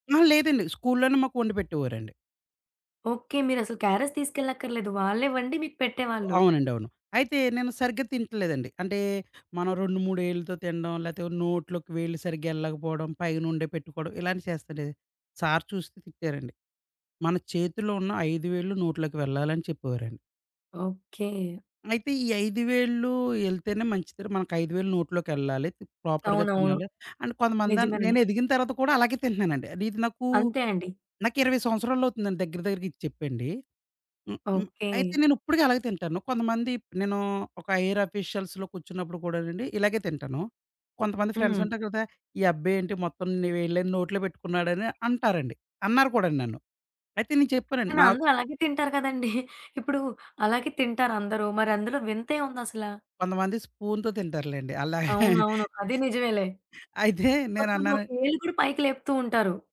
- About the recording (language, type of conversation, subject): Telugu, podcast, చిన్నప్పటి పాఠశాల రోజుల్లో చదువుకు సంబంధించిన ఏ జ్ఞాపకం మీకు ఆనందంగా గుర్తొస్తుంది?
- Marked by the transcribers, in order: in English: "క్యారేజ్"; tapping; in English: "ప్రాపర్‌గా"; in English: "హైయర్ ఆఫీషియల్స్‌లో"; in English: "ఫ్రెండ్స్"; giggle; laughing while speaking: "అలా"